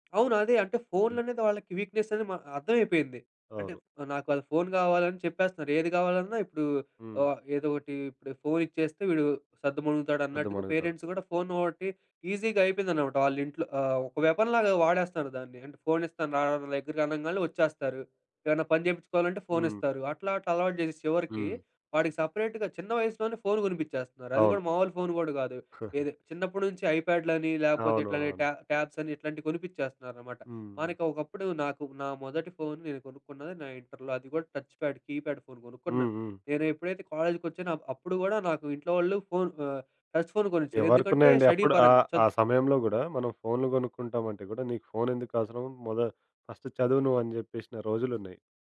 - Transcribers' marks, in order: in English: "వీక్‌నెస్"; in English: "పేరెంట్స్"; in English: "ఈజీగా"; in English: "వెపన్"; in English: "సెపరేట్‌గ"; giggle; in English: "ఐప్యాడ్‌లని"; in English: "ట్యా ట్యాబ్స్"; in English: "టచ్ ప్యాడ్, కీప్యాడ్"; in English: "టచ్ ఫోన్"; in English: "స్టడీ"
- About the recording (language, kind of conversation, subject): Telugu, podcast, బిడ్డల డిజిటల్ స్క్రీన్ టైమ్‌పై మీ అభిప్రాయం ఏమిటి?